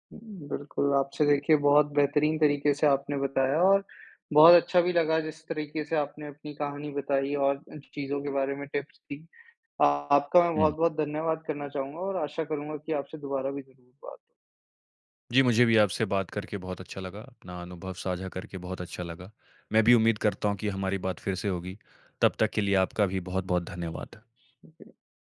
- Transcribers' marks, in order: in English: "टिप्स"; tapping
- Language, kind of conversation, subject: Hindi, podcast, क्या आप कोई ऐसा पल साझा करेंगे जब आपने खामोशी में कोई बड़ा फैसला लिया हो?